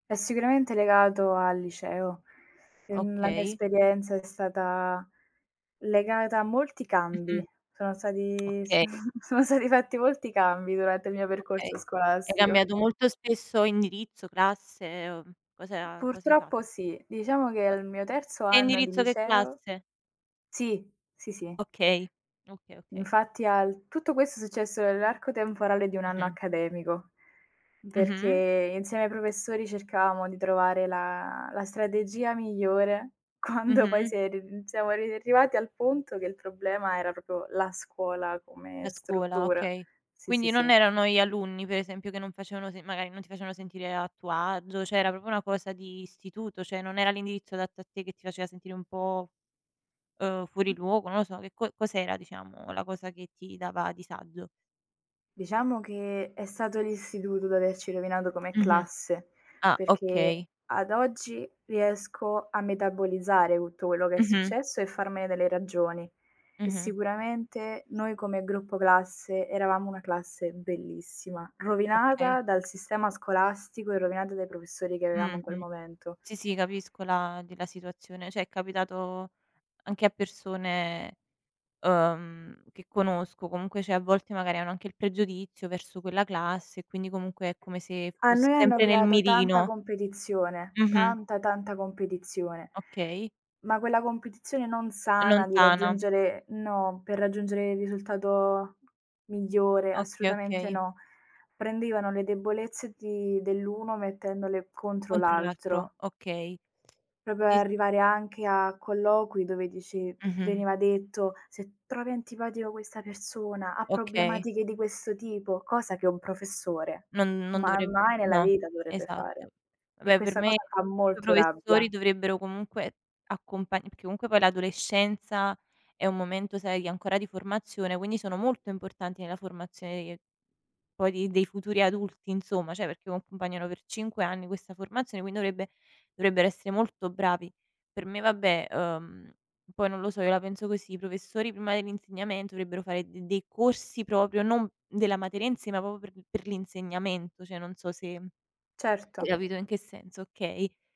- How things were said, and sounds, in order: other background noise; laughing while speaking: "s sono"; tapping; laughing while speaking: "quando"; "cioè" said as "ceh"; "cioè" said as "ceh"; "Cioè" said as "ceh"; "cioè" said as "ceh"; unintelligible speech; "cioè" said as "ceh"; "proprio" said as "popo"; "Cioè" said as "ceh"; swallow
- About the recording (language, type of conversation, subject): Italian, unstructured, Che cosa ti fa arrabbiare di più quando si parla del passato?